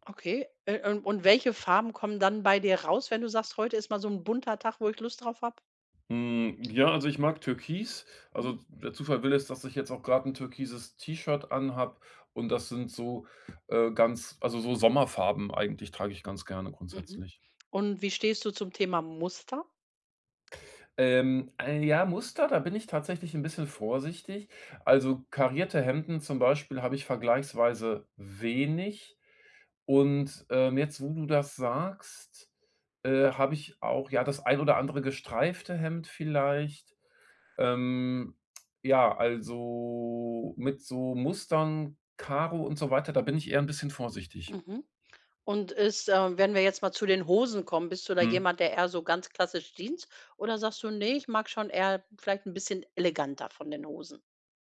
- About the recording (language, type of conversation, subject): German, podcast, Wie findest du deinen persönlichen Stil, der wirklich zu dir passt?
- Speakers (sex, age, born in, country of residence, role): female, 45-49, Germany, Germany, host; male, 45-49, Germany, Germany, guest
- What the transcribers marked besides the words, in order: stressed: "wenig"; drawn out: "also"